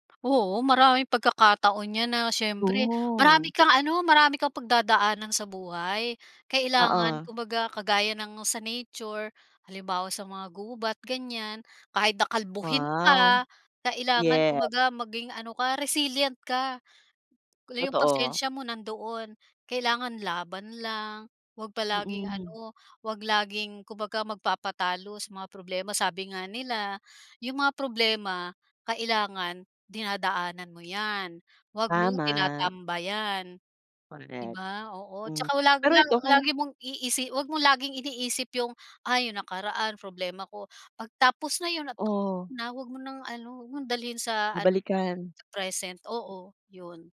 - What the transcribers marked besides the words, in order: other background noise; in English: "resilient"; unintelligible speech
- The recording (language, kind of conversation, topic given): Filipino, podcast, Ano ang pinakamahalagang aral na natutunan mo mula sa kalikasan?